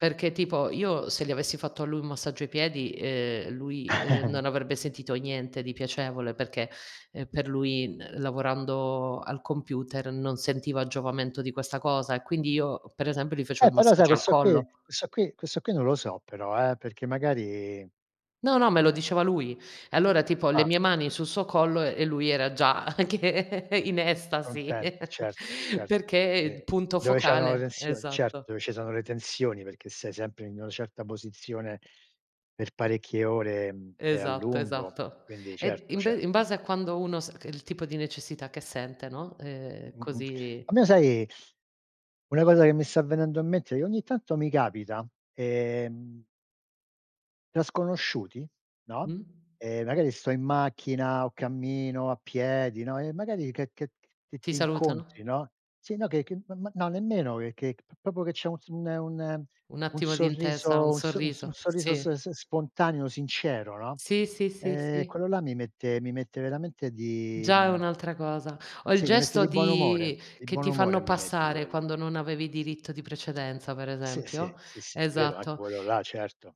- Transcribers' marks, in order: chuckle; laughing while speaking: "già che in estasi"; laugh; tapping; "proprio" said as "popio"
- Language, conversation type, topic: Italian, unstructured, Qual è un piccolo gesto che ti rende felice?